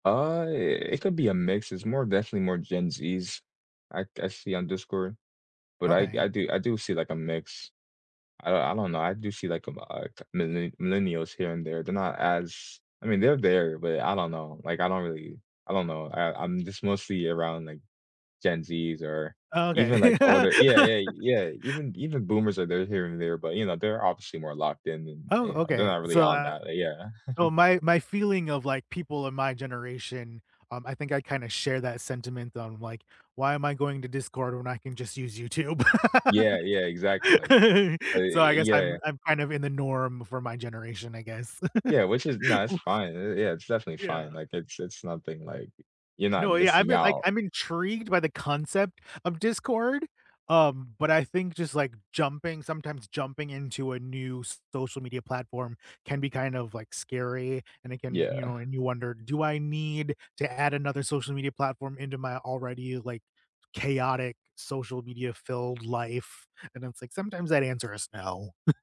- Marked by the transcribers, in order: laugh; chuckle; laugh; chuckle; chuckle
- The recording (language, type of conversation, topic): English, unstructured, Which shows, podcasts, or music are you turning to most these days, and why?
- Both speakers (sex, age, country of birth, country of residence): male, 20-24, United States, United States; male, 35-39, United States, United States